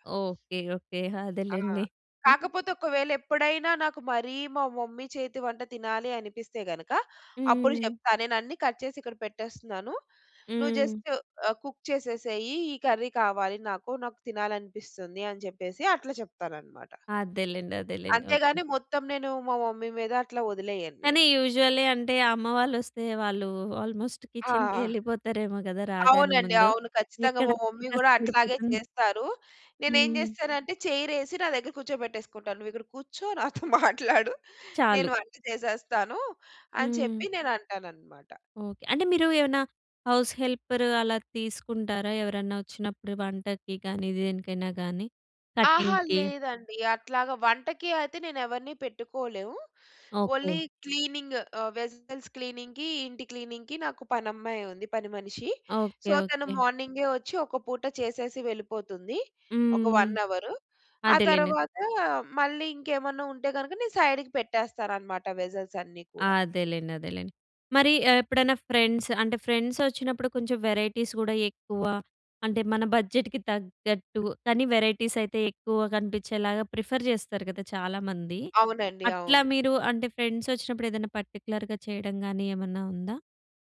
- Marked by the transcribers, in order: giggle; in English: "మమ్మీ"; in English: "కట్"; in English: "జస్ట్"; in English: "కుక్"; in English: "కర్రీ"; in English: "మమ్మీ"; in English: "యూజువల్లీ"; in English: "ఆల్‌మోస్ట్"; laughing while speaking: "నాతో మాట్లాడు"; in English: "హౌస్ హెల్పర్"; in English: "కటింగ్‌కి?"; in English: "ఓల్లీ క్లీనింగ్"; in English: "వెస్సెల్స్ క్లీనింగ్‌కి"; in English: "క్లీనింగ్‌కి"; in English: "సో"; in English: "వన్ అవరు"; in English: "సైడ్‌కి"; in English: "ఫ్రెండ్స్"; in English: "వెరైటీస్"; other background noise; in English: "బడ్జెట్‌కి"; in English: "ప్రిఫర్"; in English: "పర్టిక్యులర్‌గా"
- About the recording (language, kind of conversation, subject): Telugu, podcast, అతిథులు వచ్చినప్పుడు ఇంటి సన్నాహకాలు ఎలా చేస్తారు?